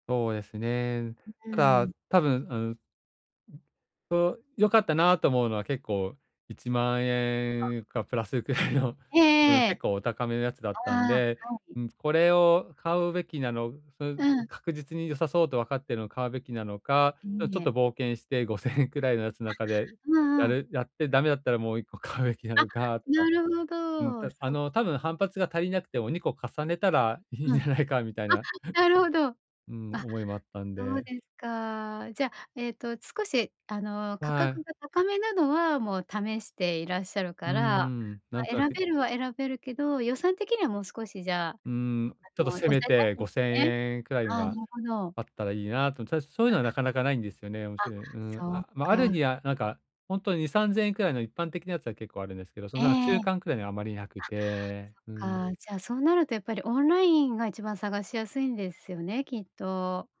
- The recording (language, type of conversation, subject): Japanese, advice, 予算に合った賢い買い物術
- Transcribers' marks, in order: tapping; laughing while speaking: "くらいの"; laughing while speaking: "ごせんえん"; laughing while speaking: "買うべき"; laughing while speaking: "いいんじゃないか"; laugh